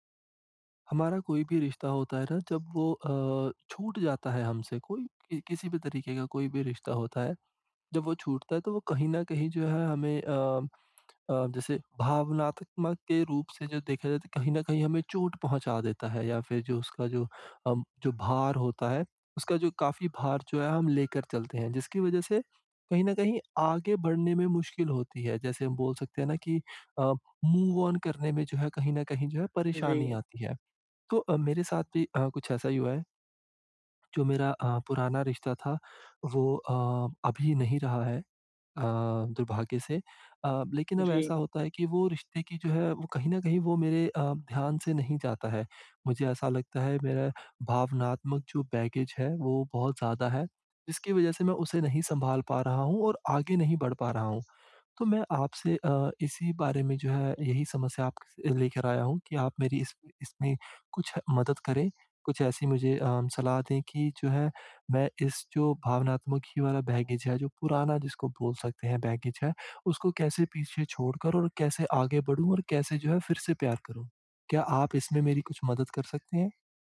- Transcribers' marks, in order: tapping; in English: "मूव ओन"; in English: "बैगेज"; other background noise; in English: "बैगेज"; in English: "बैगेज"
- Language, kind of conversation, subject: Hindi, advice, मैं भावनात्मक बोझ को संभालकर फिर से प्यार कैसे करूँ?